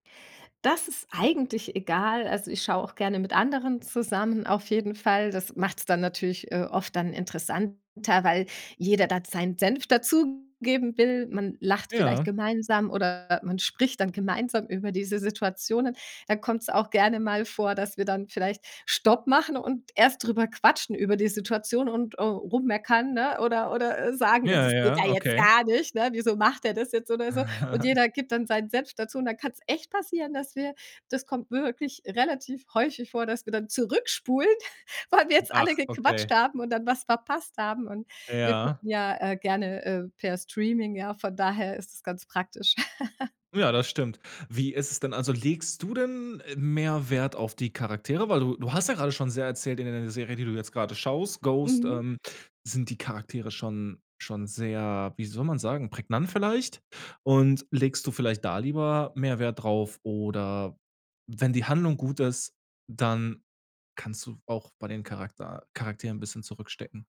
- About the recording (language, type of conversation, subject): German, podcast, Was macht eine Serie binge-würdig?
- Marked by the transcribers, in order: put-on voice: "Ja, das geht ja jetzt gar nicht"; chuckle; chuckle; giggle